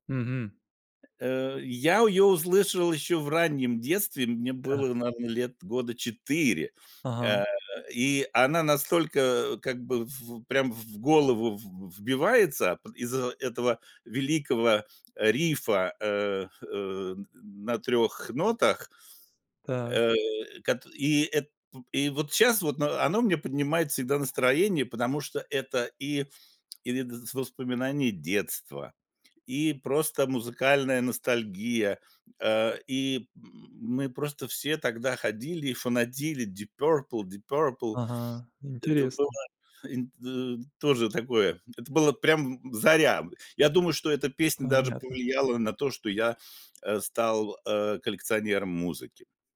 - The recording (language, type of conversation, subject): Russian, podcast, Какая песня мгновенно поднимает тебе настроение?
- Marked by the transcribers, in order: tapping; "фанатели" said as "фанадили"